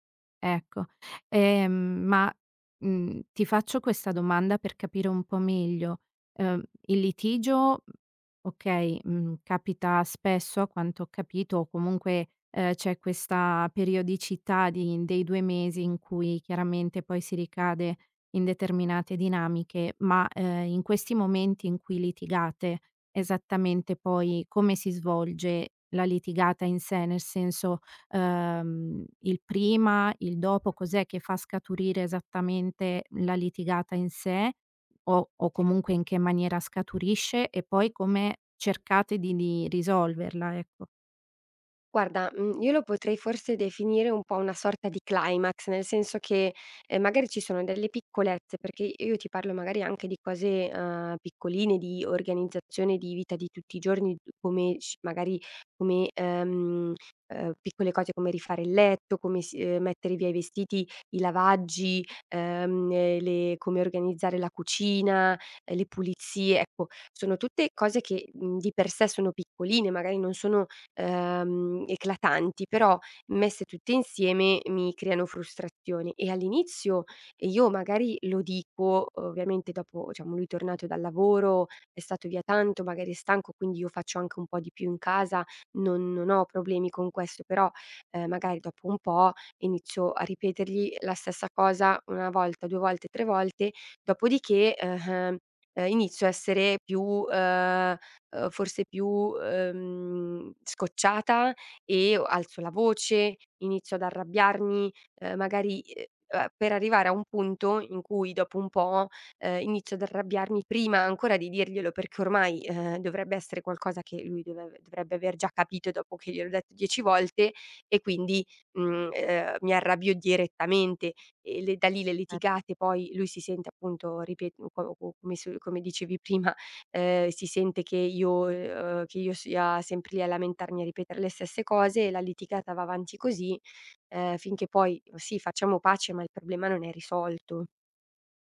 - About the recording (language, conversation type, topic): Italian, advice, Perché io e il mio partner finiamo per litigare sempre per gli stessi motivi e come possiamo interrompere questo schema?
- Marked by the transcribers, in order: other background noise; "diciamo" said as "ciamo"; unintelligible speech